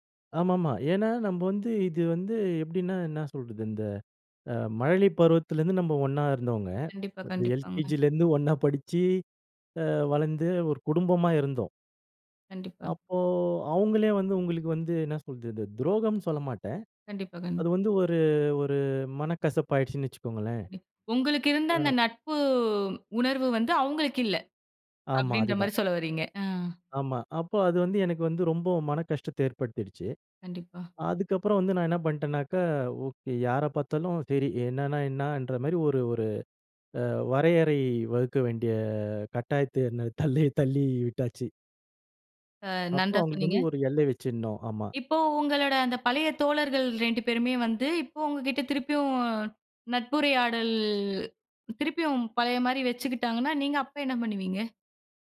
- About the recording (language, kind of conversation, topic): Tamil, podcast, நண்பர்கள் இடையே எல்லைகள் வைத்துக் கொள்ள வேண்டுமா?
- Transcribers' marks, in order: laughing while speaking: "இந்த எல்கேஜிலேருந்து ஒண்ணா படிச்சு"; "சொல்றது" said as "சொல்தது"; laughing while speaking: "என்ன த் தள்ளி தள்ளி விட்டாச்சு"; drawn out: "நட்புரையாடல்"